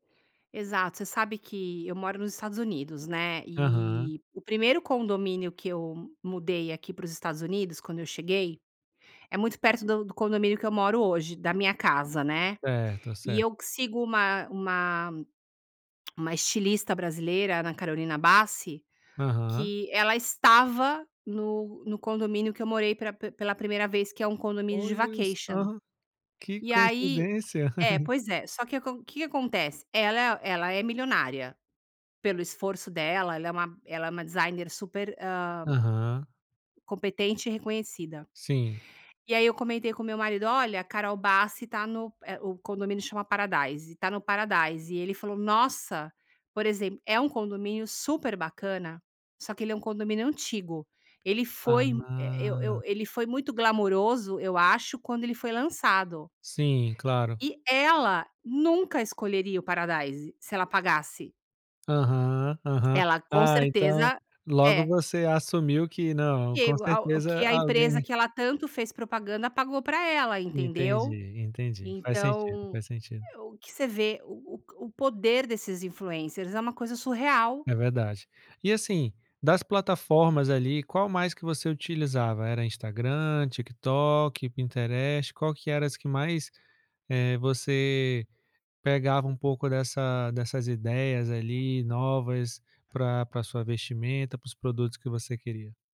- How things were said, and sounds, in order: tapping; tongue click; in English: "vacation"; chuckle; unintelligible speech
- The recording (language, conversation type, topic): Portuguese, podcast, Como as redes sociais impactaram seu modo de vestir?